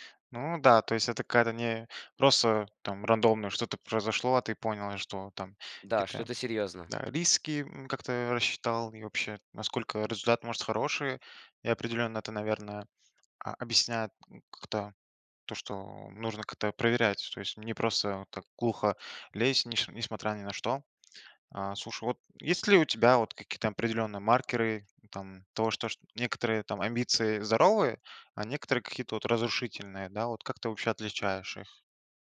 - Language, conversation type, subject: Russian, podcast, Какую роль играет амбиция в твоих решениях?
- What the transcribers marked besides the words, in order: other background noise